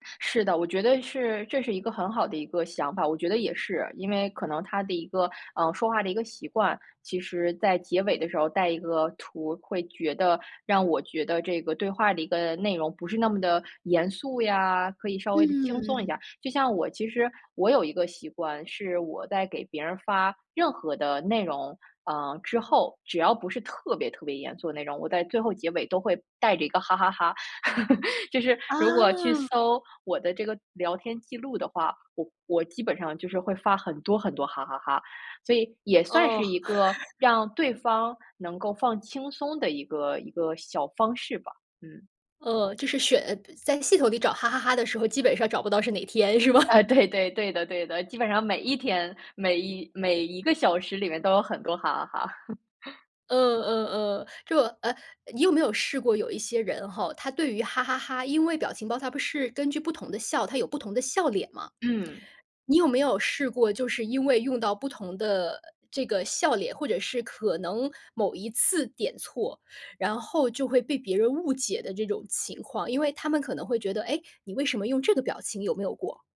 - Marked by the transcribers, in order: laugh; other background noise; laugh; laughing while speaking: "是吗？"; laughing while speaking: "对，对"; laugh
- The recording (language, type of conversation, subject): Chinese, podcast, 你觉得表情包改变了沟通吗？